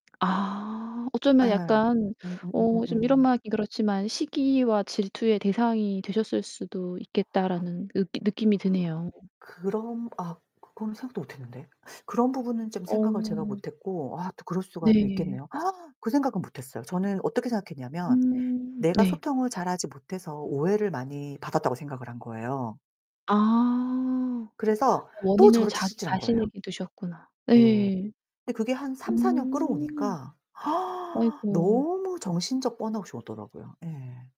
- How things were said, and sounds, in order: other background noise; static; distorted speech; tapping; gasp; gasp
- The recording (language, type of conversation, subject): Korean, podcast, 장기 목표와 당장의 행복 사이에서 어떻게 균형을 잡으시나요?